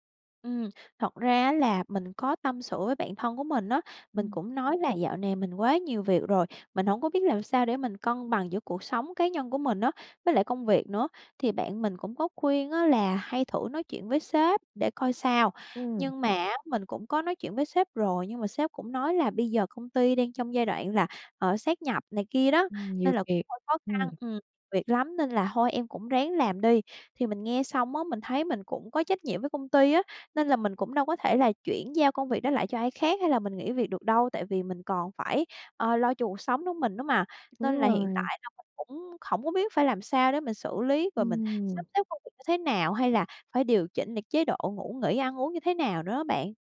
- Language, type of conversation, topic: Vietnamese, advice, Bạn đang cảm thấy kiệt sức vì công việc và chán nản, phải không?
- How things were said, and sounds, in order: tapping